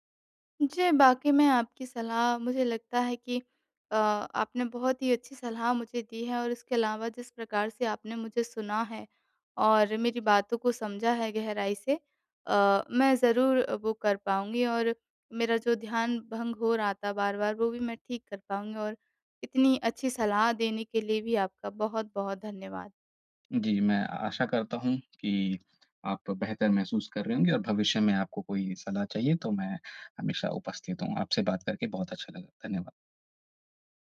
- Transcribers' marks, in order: none
- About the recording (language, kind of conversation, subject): Hindi, advice, मैं बिना ध्यान भंग हुए अपने रचनात्मक काम के लिए समय कैसे सुरक्षित रख सकता/सकती हूँ?